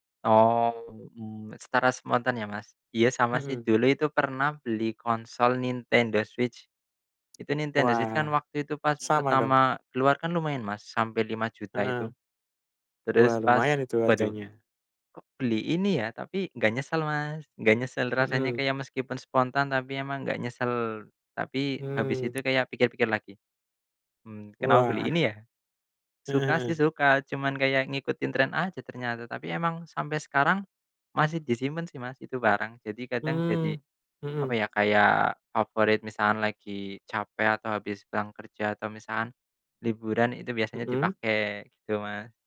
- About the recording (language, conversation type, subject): Indonesian, unstructured, Apa hal paling mengejutkan yang pernah kamu beli?
- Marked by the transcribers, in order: tapping; other background noise